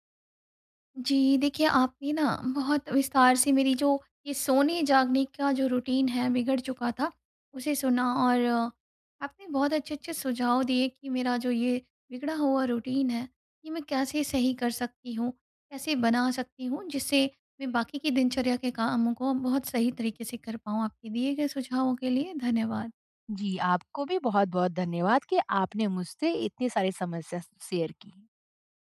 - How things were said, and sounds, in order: in English: "रूटीन"; in English: "रूटीन"; in English: "श शेयर"
- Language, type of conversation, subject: Hindi, advice, हम हर दिन एक समान सोने और जागने की दिनचर्या कैसे बना सकते हैं?